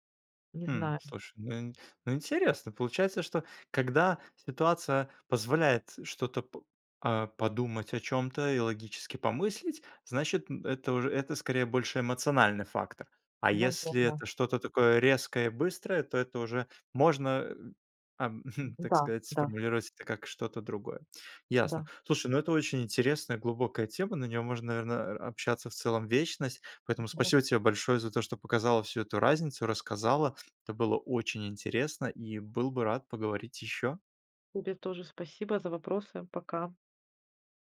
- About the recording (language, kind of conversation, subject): Russian, podcast, Как отличить интуицию от страха или желания?
- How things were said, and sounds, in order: chuckle